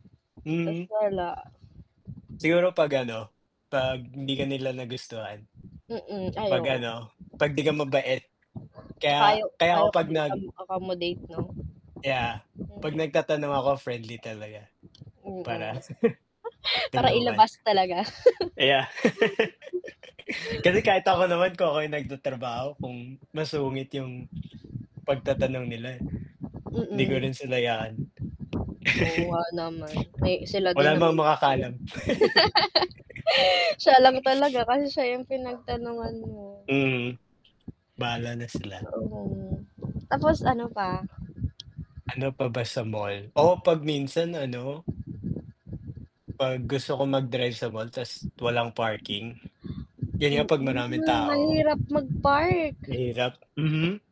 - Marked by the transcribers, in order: fan; mechanical hum; chuckle; tapping; laugh; chuckle; laugh
- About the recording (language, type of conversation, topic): Filipino, unstructured, Ano ang mas pinapaboran mo: mamili sa mall o sa internet?